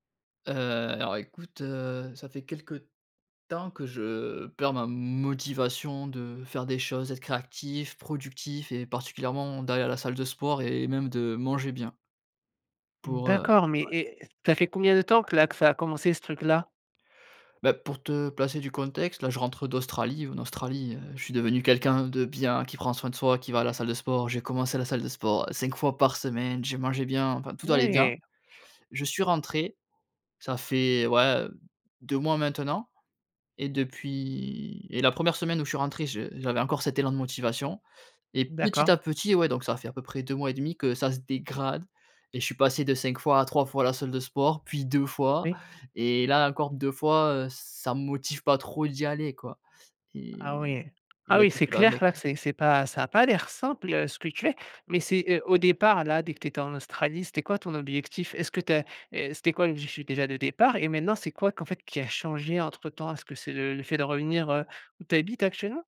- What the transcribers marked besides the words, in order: stressed: "motivation"; "créatif" said as "créactif"
- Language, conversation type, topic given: French, advice, Comment expliquer que vous ayez perdu votre motivation après un bon départ ?